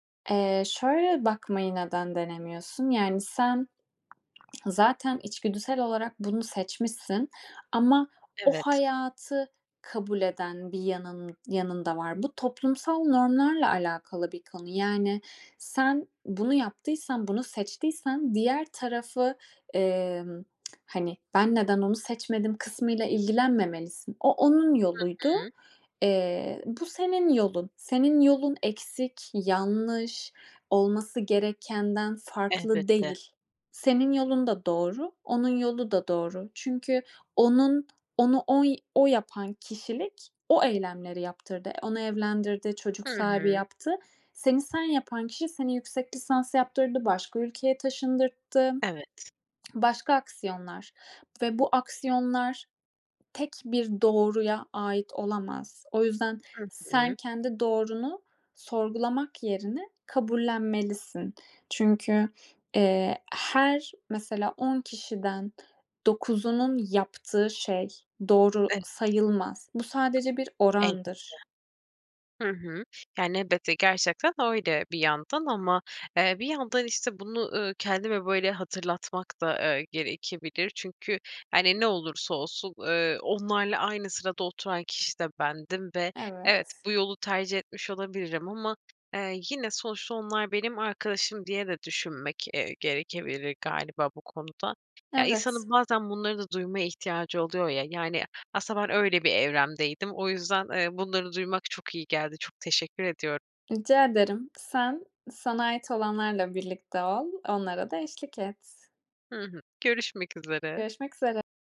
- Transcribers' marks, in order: tapping; other background noise; tsk
- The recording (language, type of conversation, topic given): Turkish, advice, Hayat evrelerindeki farklılıklar yüzünden arkadaşlıklarımda uyum sağlamayı neden zor buluyorum?